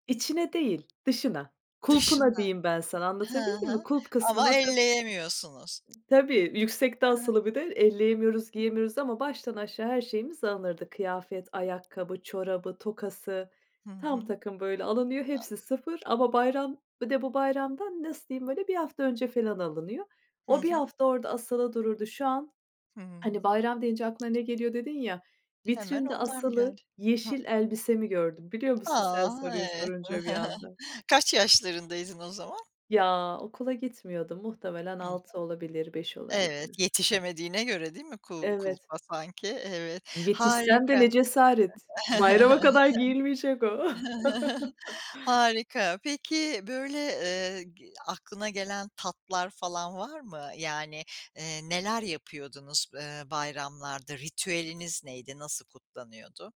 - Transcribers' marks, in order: tapping; other background noise; chuckle; chuckle; chuckle
- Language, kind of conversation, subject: Turkish, podcast, Bayramlar senin için ne ifade ediyor?